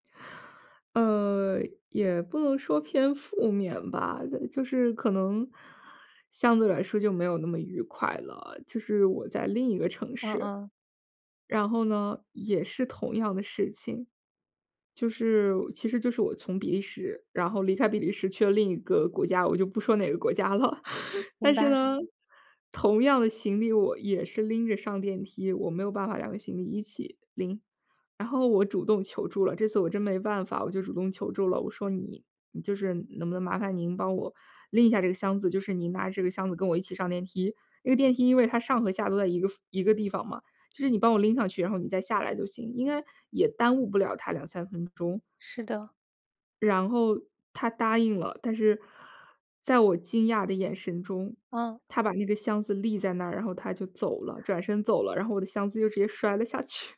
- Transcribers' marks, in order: laughing while speaking: "了"; laugh; laughing while speaking: "摔了下去"
- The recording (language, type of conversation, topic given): Chinese, podcast, 在旅行中，你有没有遇到过陌生人伸出援手的经历？